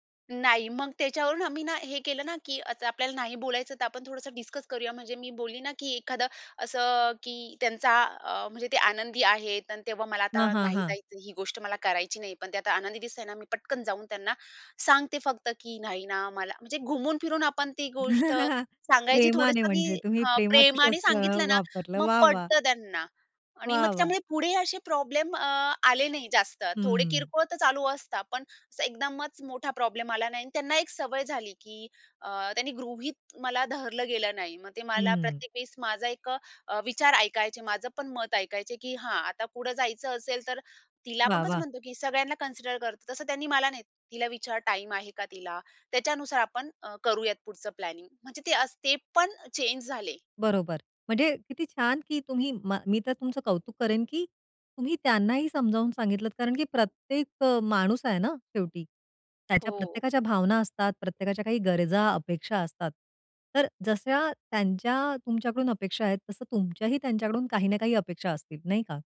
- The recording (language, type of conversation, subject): Marathi, podcast, तुमच्या नातेसंबंधात ‘नाही’ म्हणणे कधी कठीण वाटते का?
- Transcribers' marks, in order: in English: "डिस्कस"; chuckle; laughing while speaking: "प्रेमाने म्हणजे तुम्ही प्रेमाचं शस्त्र वापरलं. वाह! वाह!"; in English: "प्रॉब्लेम"; in English: "प्रॉब्लेम"; in English: "कन्सिडर"; in English: "प्लॅनिंग"; in English: "चेंज"